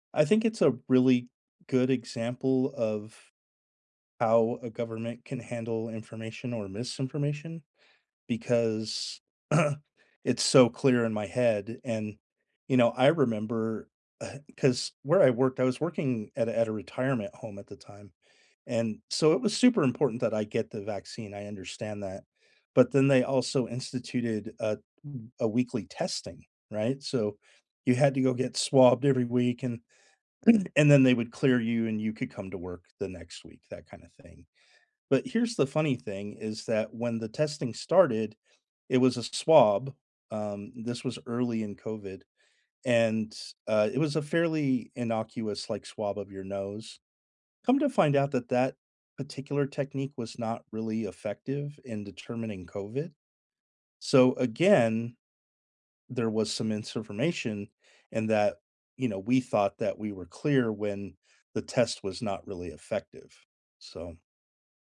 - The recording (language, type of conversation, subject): English, unstructured, How should governments handle misinformation online?
- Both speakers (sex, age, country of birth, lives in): male, 25-29, United States, United States; male, 55-59, United States, United States
- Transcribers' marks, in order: tapping; throat clearing; throat clearing; "misinformation" said as "minsinformation"